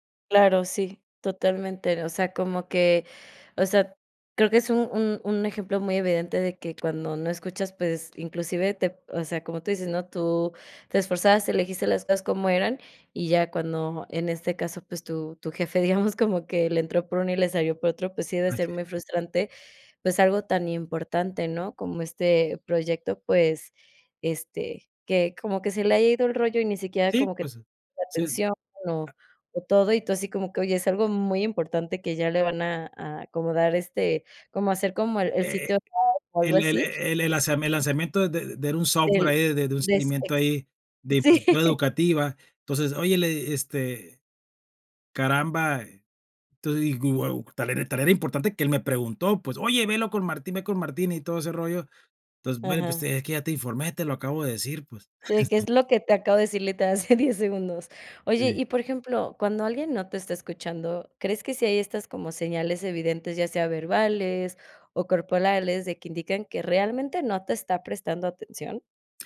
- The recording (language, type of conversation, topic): Spanish, podcast, ¿Cuáles son los errores más comunes al escuchar a otras personas?
- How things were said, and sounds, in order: tapping; laughing while speaking: "digamos"; unintelligible speech; unintelligible speech; unintelligible speech; laughing while speaking: "sí"; chuckle; laughing while speaking: "hace"; "corporales" said as "corpolales"